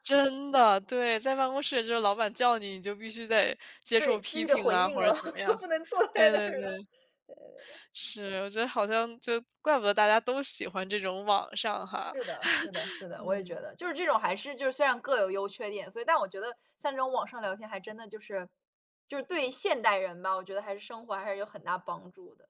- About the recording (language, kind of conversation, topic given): Chinese, unstructured, 你觉得网上聊天和面对面聊天有什么不同？
- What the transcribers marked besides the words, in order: chuckle; laughing while speaking: "不能坐在那儿了"; chuckle